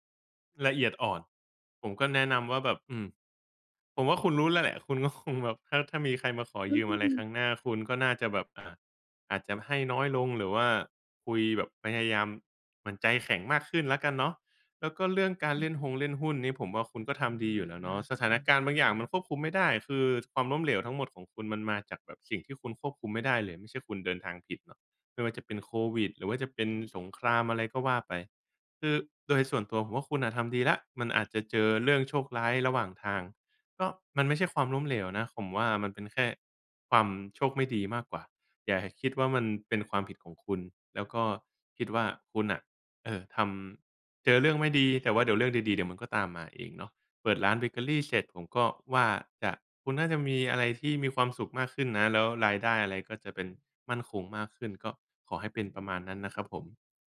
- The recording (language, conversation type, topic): Thai, advice, ความล้มเหลวในอดีตทำให้คุณกลัวการตั้งเป้าหมายใหม่อย่างไร?
- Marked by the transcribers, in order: laughing while speaking: "ก็"; other background noise